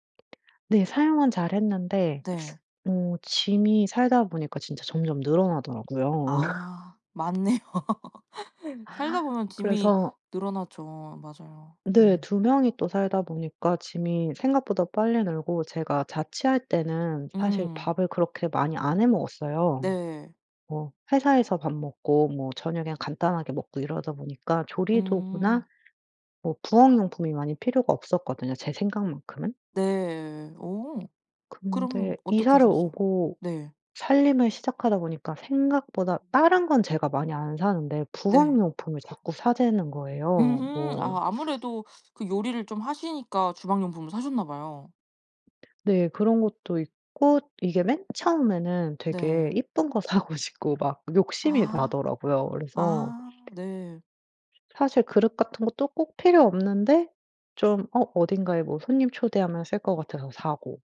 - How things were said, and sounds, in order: other background noise; laugh; laughing while speaking: "맞네요"; laugh; laughing while speaking: "사고 싶고"
- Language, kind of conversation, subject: Korean, podcast, 작은 집을 효율적으로 사용하는 방법은 무엇인가요?